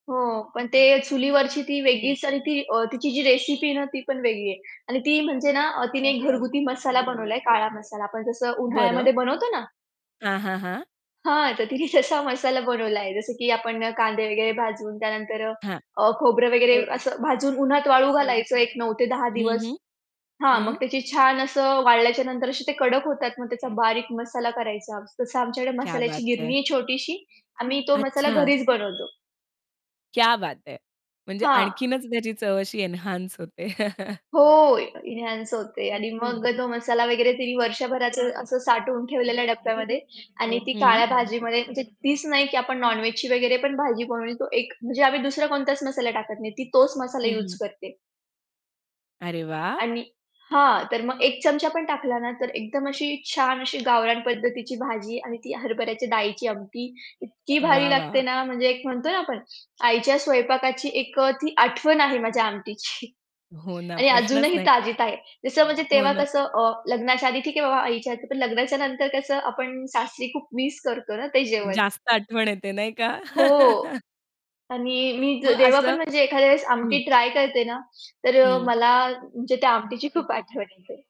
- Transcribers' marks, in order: other background noise; background speech; mechanical hum; laughing while speaking: "तसा मसाला बनवलाय"; static; in Hindi: "क्या बात है!"; in English: "क्या बात है!"; in English: "एन्हान्स"; chuckle; in English: "इन्हांस"; in English: "नॉन-वेजची"; laughing while speaking: "आमटीची"; laugh
- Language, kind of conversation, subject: Marathi, podcast, आईच्या स्वयंपाकाची कोणती आठवण अजूनही तुमच्या मनात ताजी आहे?